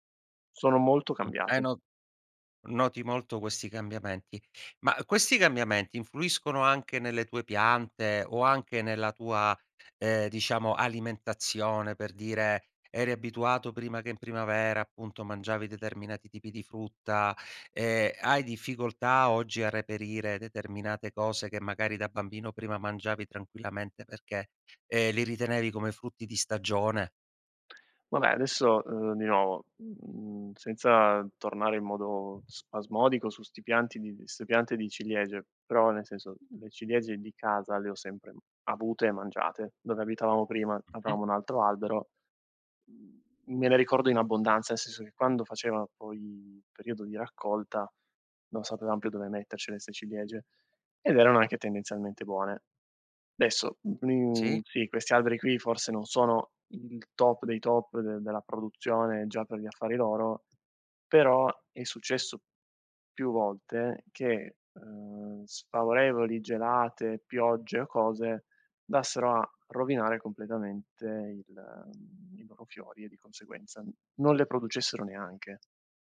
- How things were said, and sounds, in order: other background noise; "Adesso" said as "desso"; other noise; tapping; "andassero" said as "ndassero"
- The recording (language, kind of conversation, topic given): Italian, podcast, Come fa la primavera a trasformare i paesaggi e le piante?